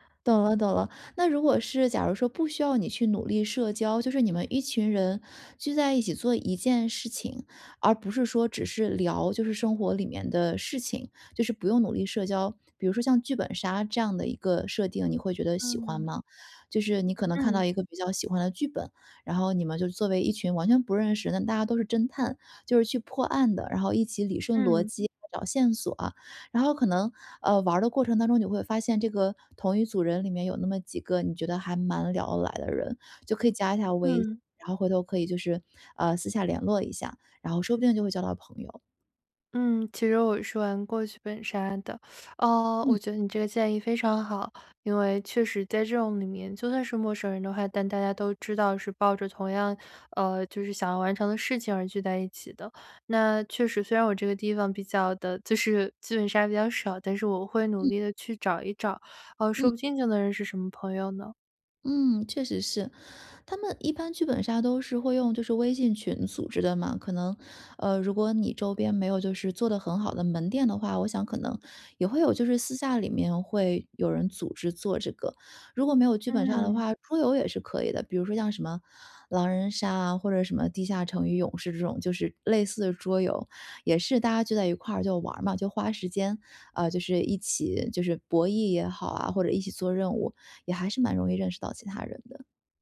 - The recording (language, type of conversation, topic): Chinese, advice, 分手后我该如何开始自我修复并实现成长？
- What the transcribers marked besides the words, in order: none